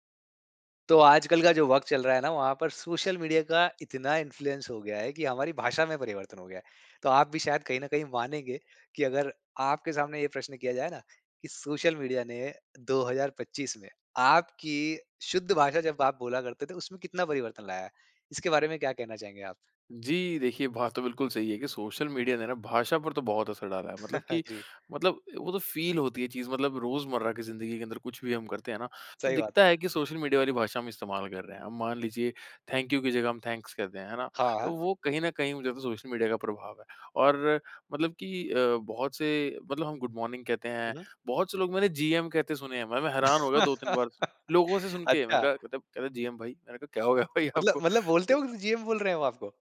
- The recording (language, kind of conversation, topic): Hindi, podcast, सोशल मीडिया ने आपकी भाषा को कैसे बदला है?
- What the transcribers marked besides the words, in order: in English: "इन्फ्लुएंस"; chuckle; in English: "फ़ील"; in English: "थैंक यू"; in English: "थैंक्स"; in English: "गुड मॉर्निंग"; in English: "जीएम"; laugh; in English: "जीएम"; laughing while speaking: "क्या हो गया भाई आपको?"